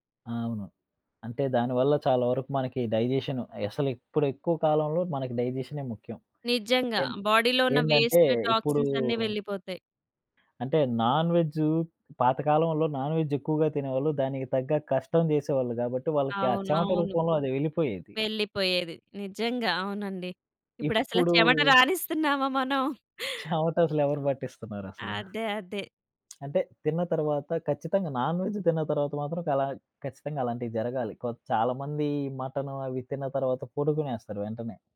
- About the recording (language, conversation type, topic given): Telugu, podcast, ఒక సాధారణ వ్యాయామ రొటీన్ గురించి చెప్పగలరా?
- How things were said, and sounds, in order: "అసలు" said as "ఎసలు"; stressed: "నిజంగా"; in English: "బోడీలో"; in English: "వేస్ట్, టాక్సిన్స్"; laughing while speaking: "ఇప్పుడసల చెమట రానిస్తున్నామా మనం?"; chuckle; lip smack; in English: "నాన్‌వెజ్"